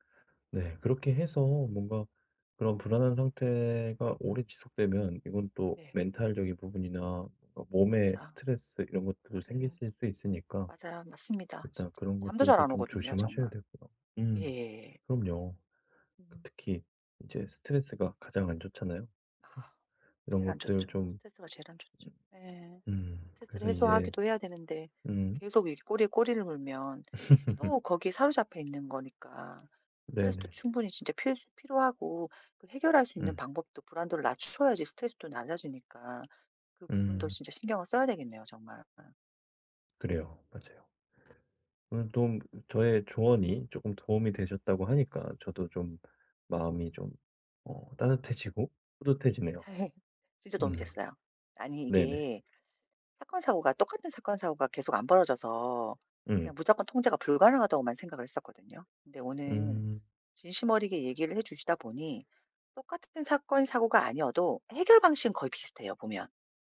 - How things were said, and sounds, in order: tapping; other background noise; laugh; laugh
- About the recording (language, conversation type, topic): Korean, advice, 통제할 수 없는 사건들 때문에 생기는 불안은 어떻게 다뤄야 할까요?